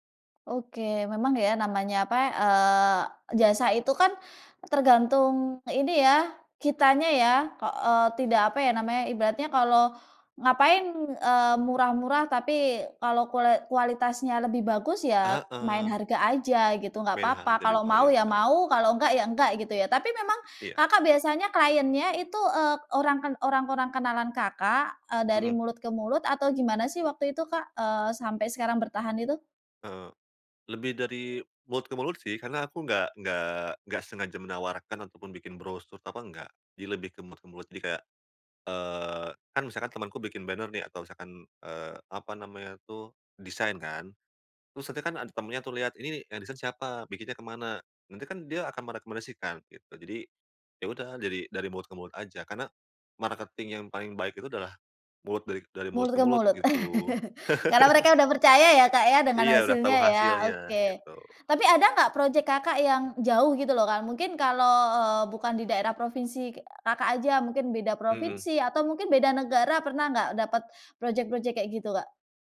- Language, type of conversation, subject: Indonesian, podcast, Bagaimana cara menemukan minat yang dapat bertahan lama?
- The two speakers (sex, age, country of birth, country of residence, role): female, 30-34, Indonesia, Indonesia, host; male, 30-34, Indonesia, Indonesia, guest
- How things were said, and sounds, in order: tapping; in English: "client-nya"; in English: "banner"; in English: "marketing"; chuckle